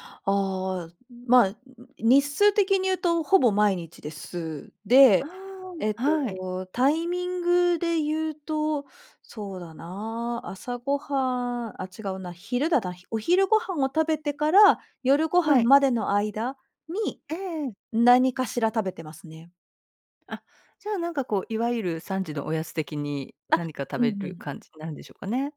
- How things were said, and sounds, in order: none
- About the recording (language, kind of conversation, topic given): Japanese, advice, 食生活を改善したいのに、間食やジャンクフードをやめられないのはどうすればいいですか？